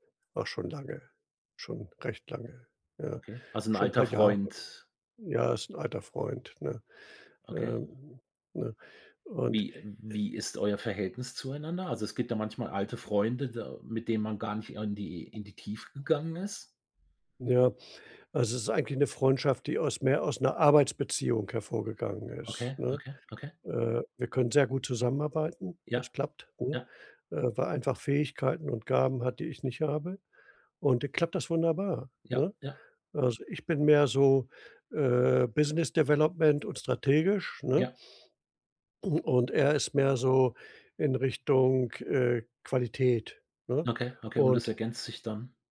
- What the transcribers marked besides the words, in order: other background noise
- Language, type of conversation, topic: German, advice, Wie kann ich einem Freund ohne Schuldgefühle Nein sagen?
- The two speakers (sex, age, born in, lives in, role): male, 55-59, Germany, Germany, advisor; male, 65-69, Germany, Germany, user